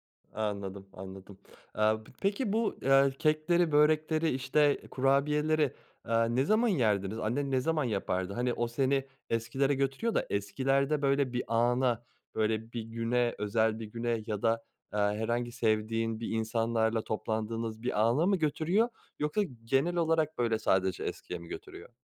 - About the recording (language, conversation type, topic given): Turkish, podcast, Bir koku seni geçmişe götürdüğünde hangi yemeği hatırlıyorsun?
- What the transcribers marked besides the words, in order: none